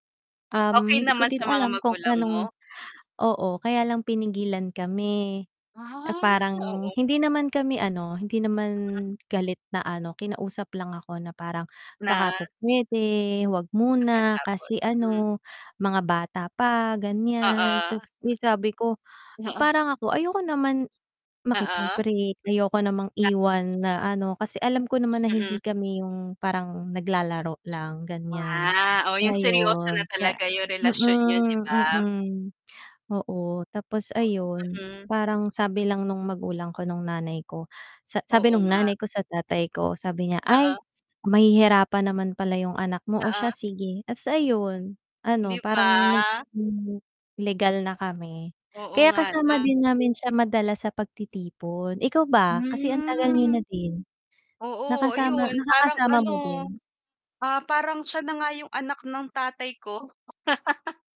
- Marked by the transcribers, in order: other background noise; static; distorted speech; tapping; drawn out: "Hmm"; laugh
- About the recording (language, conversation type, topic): Filipino, unstructured, Ano ang pinakamasayang alaala mo sa pagtitipon ng pamilya?